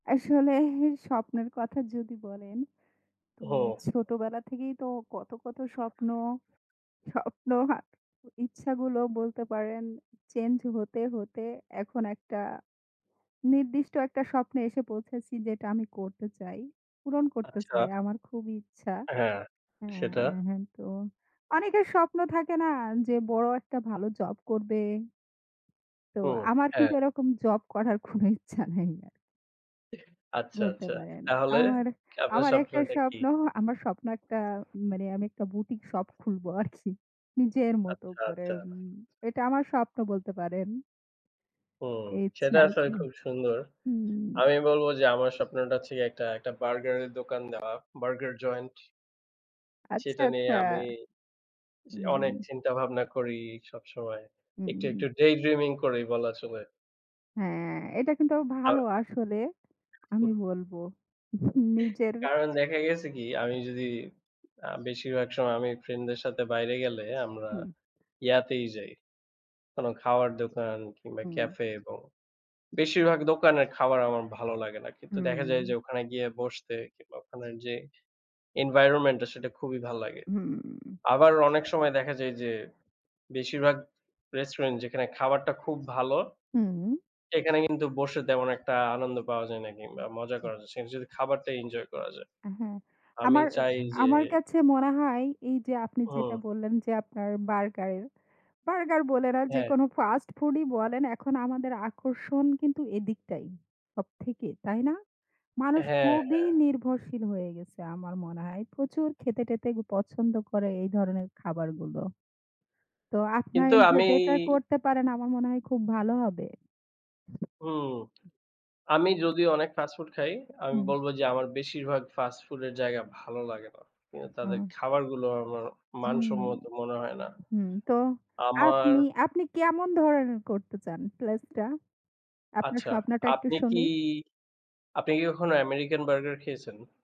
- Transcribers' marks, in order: laughing while speaking: "কোনো ইচ্ছা নাই আর"; laughing while speaking: "আরকি"; other background noise; in English: "daydreaming"; laughing while speaking: "নিজের"; bird
- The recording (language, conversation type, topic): Bengali, unstructured, তুমি কীভাবে নিজের স্বপ্ন পূরণ করতে চাও?